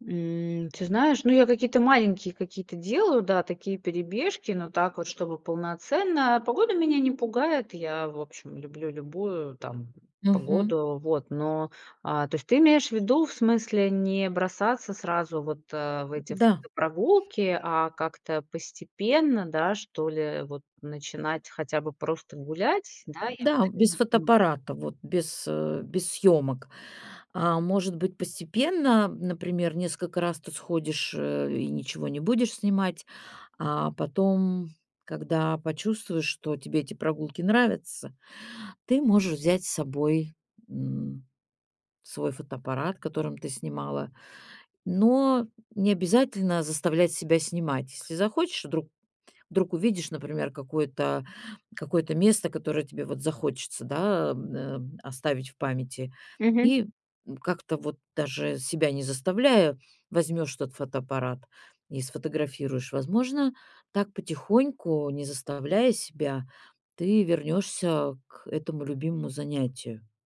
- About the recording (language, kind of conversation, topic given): Russian, advice, Как справиться с утратой интереса к любимым хобби и к жизни после выгорания?
- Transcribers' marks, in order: tapping